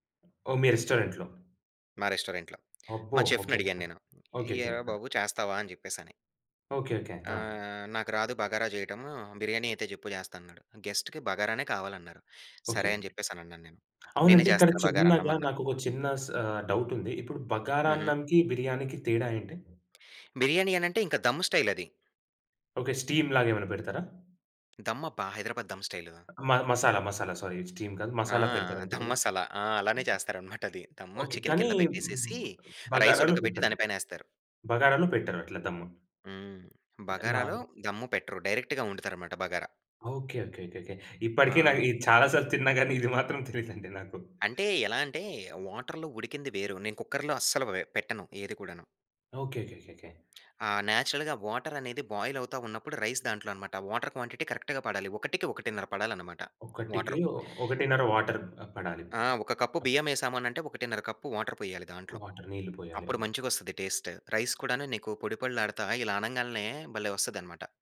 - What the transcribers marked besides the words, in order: in English: "రెస్టారెంట్‌లో"; tapping; in English: "చెఫ్‌నడిగాను"; drawn out: "ఆహ్"; other background noise; in English: "గెస్ట్‌కి"; in English: "డౌట్"; in English: "దమ్మ్ స్టైల్"; in English: "స్టీమ్"; in English: "సారీ స్టీమ్"; in English: "చికెన్"; in English: "రైస్"; unintelligible speech; in English: "డైరెక్ట్‌గా"; in English: "వాటర్‌లో"; in English: "కుక్కర్‌లో"; in English: "నేచురల్‌గా వాటర్"; in English: "బాయిల్"; in English: "రైస్"; in English: "వాటర్ క్వాంటిటి కరెక్ట్‌గా"; in English: "వాటర్"; in English: "వాటర్"; in English: "వాటర్"; in English: "టేస్ట్. రైస్"
- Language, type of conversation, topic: Telugu, podcast, అతిథుల కోసం వండేటప్పుడు ఒత్తిడిని ఎలా ఎదుర్కొంటారు?